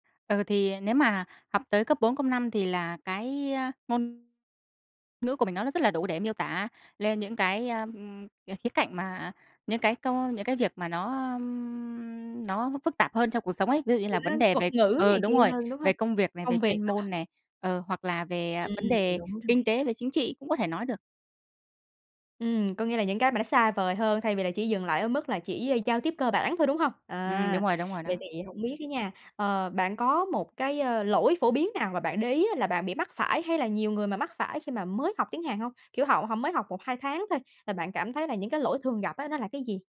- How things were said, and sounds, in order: none
- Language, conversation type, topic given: Vietnamese, podcast, Bạn có lời khuyên nào để người mới bắt đầu tự học hiệu quả không?